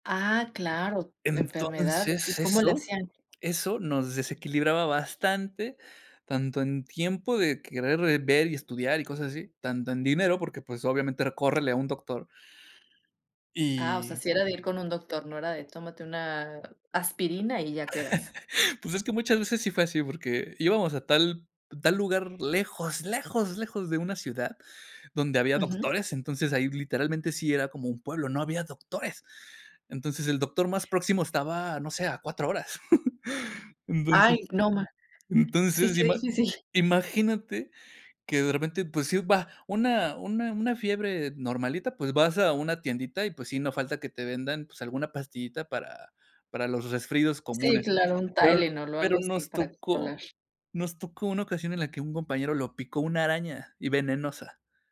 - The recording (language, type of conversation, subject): Spanish, podcast, ¿Qué consejo le darías a alguien que va a viajar solo por primera vez?
- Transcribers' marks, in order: tapping; laugh; chuckle; laughing while speaking: "difícil"